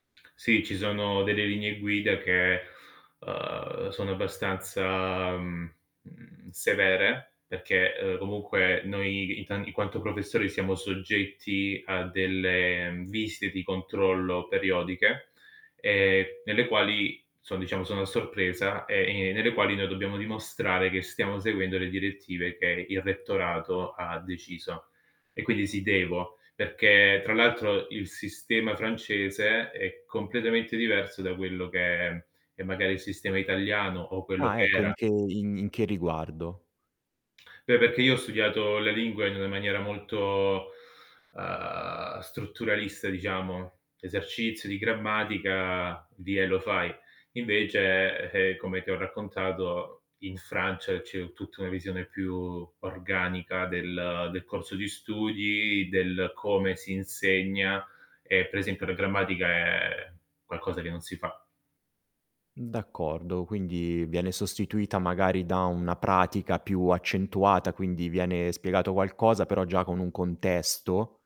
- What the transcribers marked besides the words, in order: static; other background noise; tapping
- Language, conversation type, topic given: Italian, podcast, Come affronti il blocco creativo quando ti senti fermo?